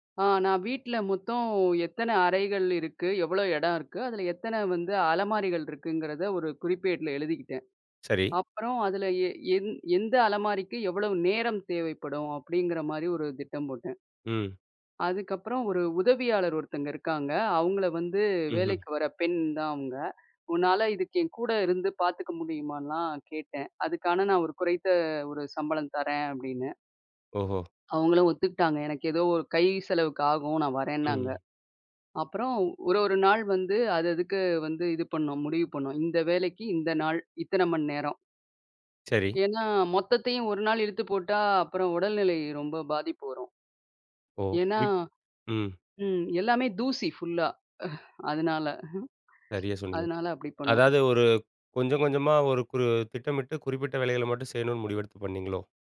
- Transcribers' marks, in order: laughing while speaking: "அதனால"; anticipating: "அதாவது ஒரு கொஞ்சம் கொஞ்சமா ஒரு … செய்யணு முடிவெடுத்து பண்ணீங்களோ?"
- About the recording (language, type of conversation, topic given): Tamil, podcast, உத்வேகம் இல்லாதபோது நீங்கள் உங்களை எப்படி ஊக்கப்படுத்திக் கொள்வீர்கள்?